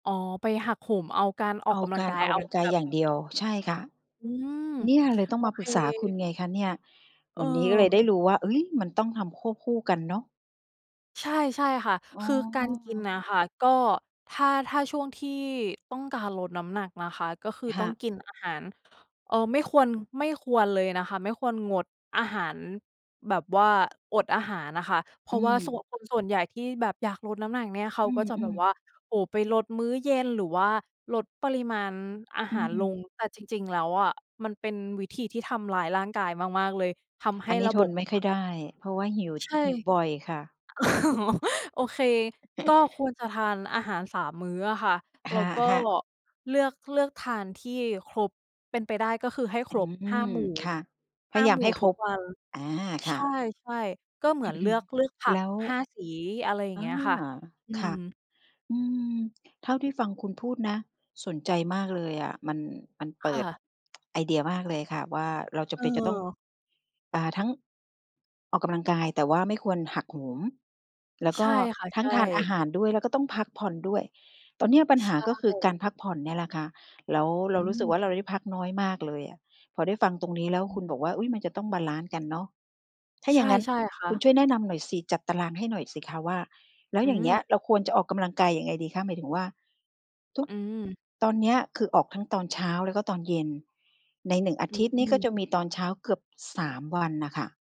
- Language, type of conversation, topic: Thai, advice, การออกกำลังกายหนักทำให้คุณกังวลเรื่องพักผ่อนไม่เพียงพอในแง่ไหนบ้าง?
- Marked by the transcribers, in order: other background noise; laughing while speaking: "อ๋อ"; chuckle; throat clearing; tsk